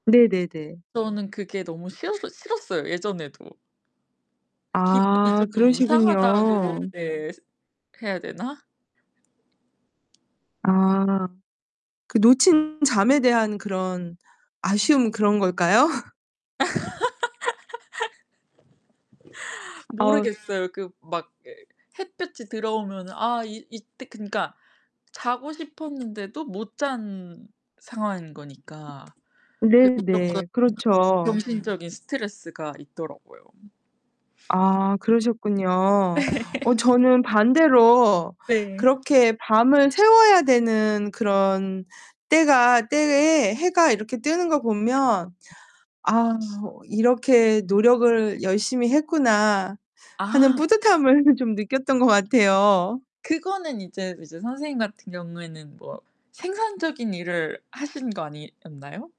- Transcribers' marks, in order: other background noise; distorted speech; background speech; static; laugh; tapping; laugh; laughing while speaking: "뿌듯함을"
- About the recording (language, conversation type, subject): Korean, unstructured, 아침형 인간과 저녁형 인간 중 어느 쪽이 더 좋으신가요?